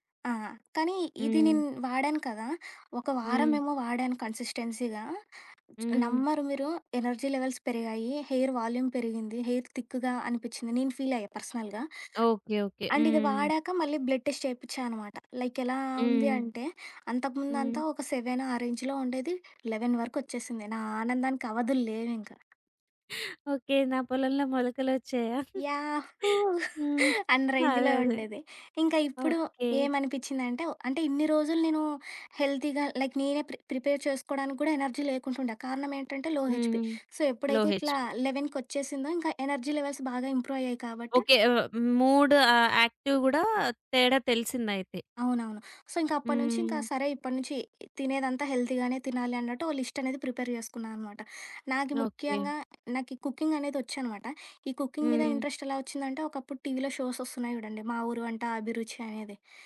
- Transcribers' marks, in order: in English: "కన్సిస్టెన్సీగా"; in English: "ఎనర్జీ లెవెల్స్"; in English: "హెయిర్ వాల్యూమ్"; in English: "హెయిర్ థిక్‌గా"; in English: "ఫీల్"; in English: "పర్సనల్‌గా. అండ్"; in English: "బ్లడ్ టెస్ట్"; in English: "లైక్"; in English: "రేంజ్‌లో"; in English: "లెవెన్"; other background noise; chuckle; laughing while speaking: "యాహూ! అన్ని రేంజ్‌లో ఉండేది"; in English: "రేంజ్‌లో"; tapping; in English: "హెల్తీగా లైక్"; in English: "ప్రిపేర్"; in English: "ఎనర్జీ"; in English: "లో హెచ్‌పి. సో"; in English: "లో హెచ్ బి"; in English: "లేవెన్ కొచ్చేసిందో"; in English: "ఎనర్జీ లెవెల్స్"; in English: "ఇంప్రూవ్"; in English: "మూడ్"; in English: "యాక్టివ్"; in English: "సో"; in English: "హెల్తీగానే"; in English: "లిస్ట్"; in English: "ప్రిపేర్"; in English: "కుకింగ్"; in English: "కుకింగ్"; in English: "ఇంట్రెస్ట్"; in English: "షోస్"
- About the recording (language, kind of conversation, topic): Telugu, podcast, ఆరోగ్యవంతమైన ఆహారాన్ని తక్కువ సమయంలో తయారుచేయడానికి మీ చిట్కాలు ఏమిటి?